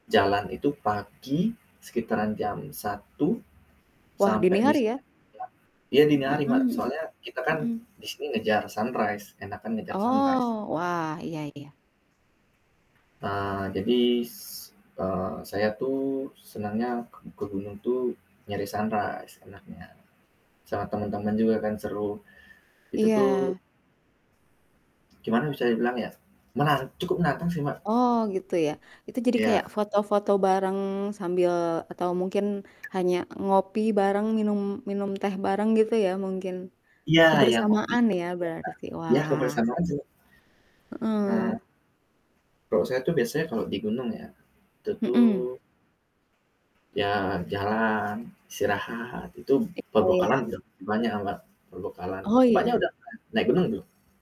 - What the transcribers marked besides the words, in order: static; distorted speech; in English: "sunrise"; in English: "sunrise"; in English: "sunrise"; other background noise
- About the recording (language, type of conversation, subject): Indonesian, unstructured, Anda lebih memilih liburan ke pantai atau ke pegunungan?